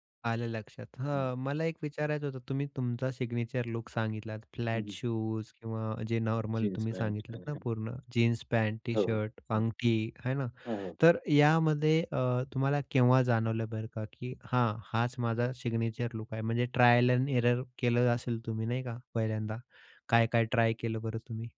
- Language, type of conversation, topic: Marathi, podcast, तुमची स्वतःची ठरलेली वेषभूषा कोणती आहे आणि ती तुम्ही का स्वीकारली आहे?
- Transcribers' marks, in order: tapping; in English: "सिग्नेचर लुक"; in English: "सिग्नेचर लुक"